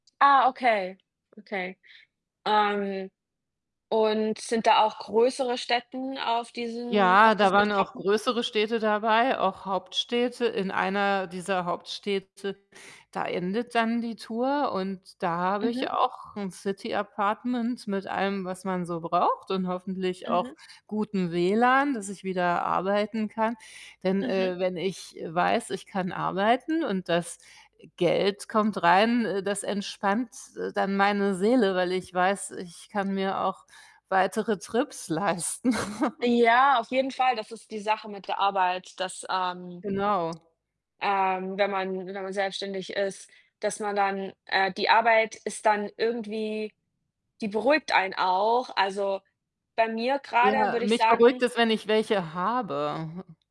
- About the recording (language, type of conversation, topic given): German, unstructured, Wie entspannst du dich nach der Arbeit?
- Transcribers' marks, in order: other background noise; distorted speech; tapping; in English: "City Apartment"; laughing while speaking: "leisten"; chuckle; other noise